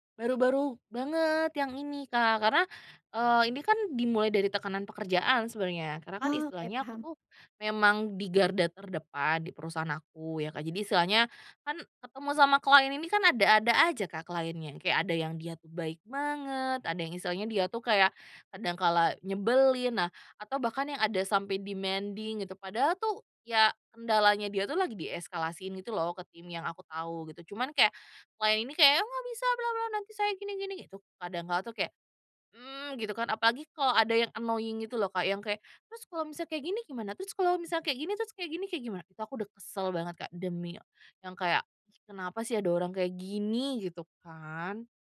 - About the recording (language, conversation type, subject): Indonesian, advice, Bagaimana saya bisa meminta dukungan untuk menghentikan pola negatif ini?
- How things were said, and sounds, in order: other background noise; in English: "demanding"; put-on voice: "Ya, aku nggak bisa, bla bla nanti saya gini gini"; in English: "annoying"; put-on voice: "Terus kalau misal kayak gini … gini, kayak gimana?"; stressed: "gini?"